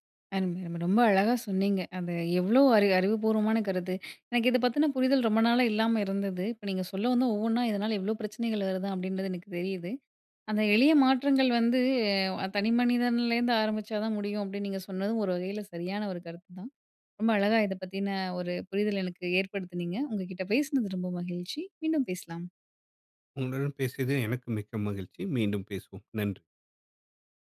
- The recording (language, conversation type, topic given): Tamil, podcast, பிளாஸ்டிக் பயன்படுத்துவதை குறைக்க தினமும் செய்யக்கூடிய எளிய மாற்றங்கள் என்னென்ன?
- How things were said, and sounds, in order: inhale; tapping